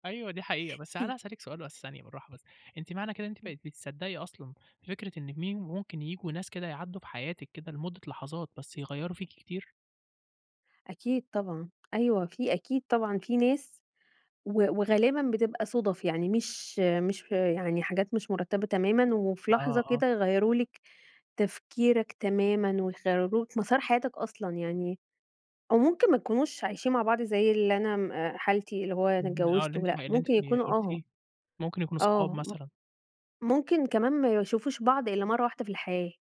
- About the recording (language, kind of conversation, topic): Arabic, podcast, هل قابلت قبل كده حد غيّر نظرتك للحياة؟
- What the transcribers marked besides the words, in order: none